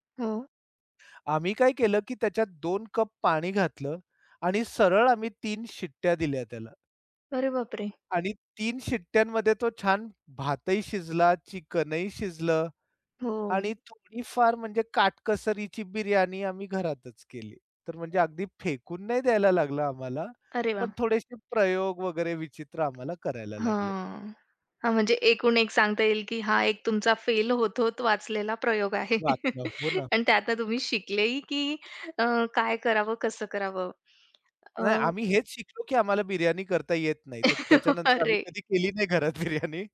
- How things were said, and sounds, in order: other noise; tapping; laugh; laughing while speaking: "आणि त्यात तुम्ही शिकले ही की अ, काय करावं, कसं करावं?"; laugh; laughing while speaking: "अरे!"; laughing while speaking: "कधी केली नाही घरात बिर्याणी"
- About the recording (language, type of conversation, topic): Marathi, podcast, स्वयंपाक अधिक सर्जनशील करण्यासाठी तुमचे काही नियम आहेत का?